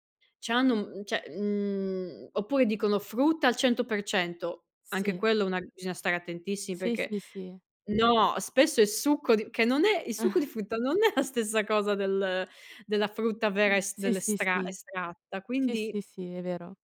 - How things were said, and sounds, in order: drawn out: "mhmm"; chuckle; laughing while speaking: "è la stessa cosa"
- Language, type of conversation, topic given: Italian, unstructured, Pensi che la pubblicità inganni sul valore reale del cibo?